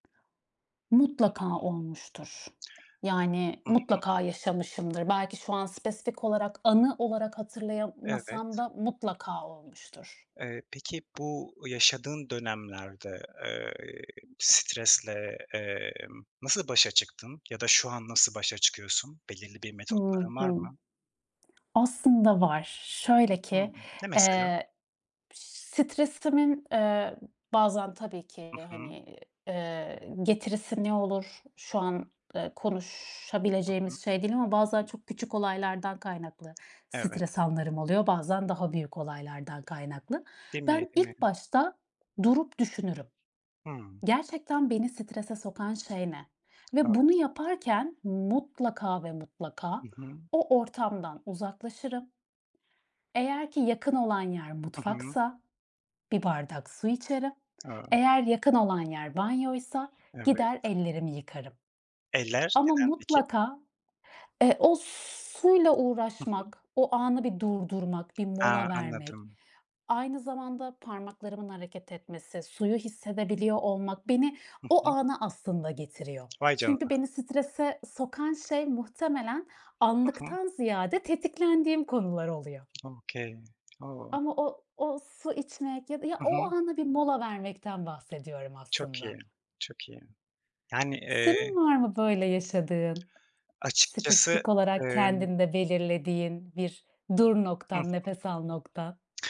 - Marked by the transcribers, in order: other noise; other background noise; tapping; in English: "Okay"; lip smack
- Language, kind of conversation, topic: Turkish, unstructured, Günlük yaşamda stresi nasıl yönetiyorsun?